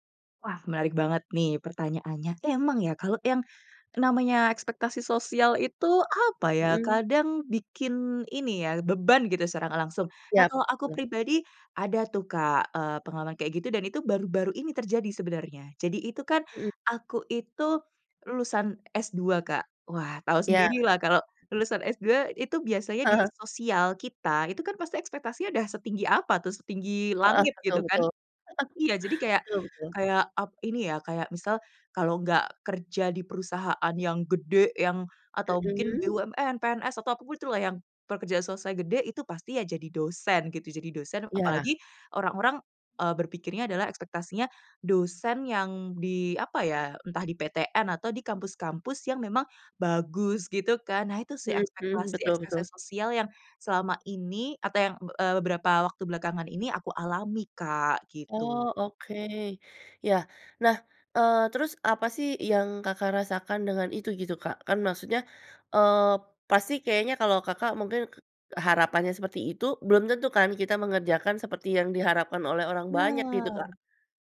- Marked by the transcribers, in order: unintelligible speech; chuckle
- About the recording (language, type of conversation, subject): Indonesian, podcast, Bagaimana cara menyeimbangkan ekspektasi sosial dengan tujuan pribadi?